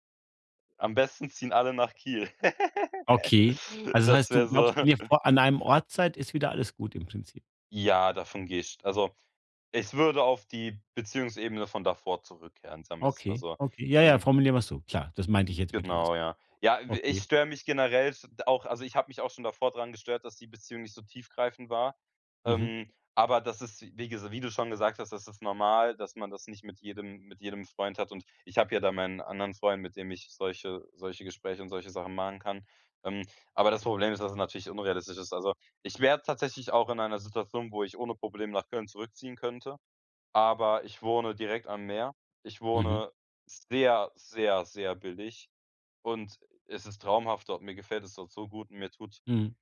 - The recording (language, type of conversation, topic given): German, advice, Wie kann ich eine Freundschaft über Distanz gut erhalten?
- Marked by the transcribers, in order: laugh; unintelligible speech